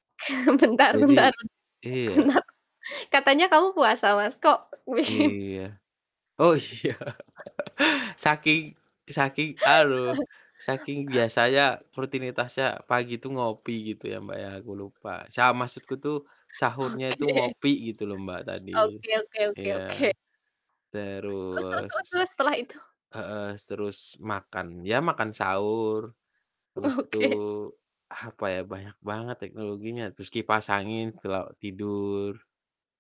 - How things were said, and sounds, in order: chuckle; laughing while speaking: "Bentar bentar, karena"; laughing while speaking: "bikin"; laughing while speaking: "iya"; laugh; "aduh" said as "aluh"; static; chuckle; laughing while speaking: "Oke"; other background noise; laughing while speaking: "Oke"
- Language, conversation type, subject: Indonesian, unstructured, Apa manfaat terbesar teknologi dalam kehidupan sehari-hari?